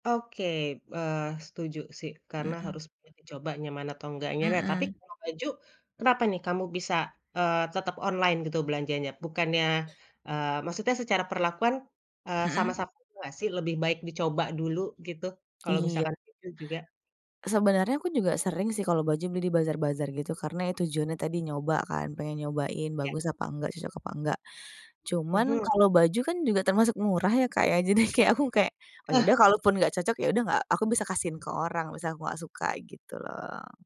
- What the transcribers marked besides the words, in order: background speech; unintelligible speech; laughing while speaking: "jadi, kayak, aku kayak"
- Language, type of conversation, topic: Indonesian, podcast, Bagaimana kamu menjaga keaslian diri saat banyak tren berseliweran?